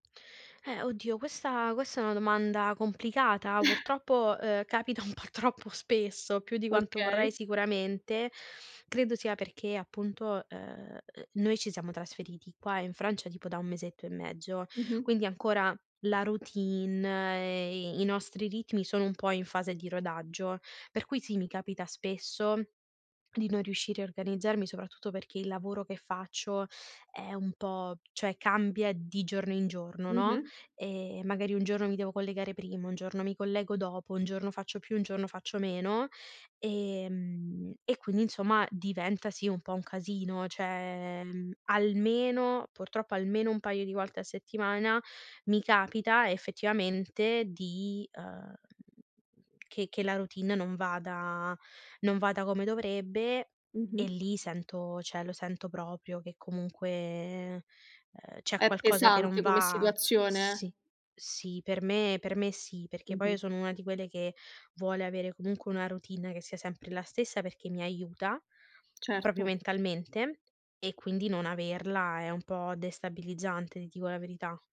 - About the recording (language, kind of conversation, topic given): Italian, podcast, Quali piccoli rituali rendono speciale la tua mattina?
- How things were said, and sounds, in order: chuckle; laughing while speaking: "un po' troppo spesso"; drawn out: "cioè"; tapping; "cioè" said as "ceh"; drawn out: "comunque"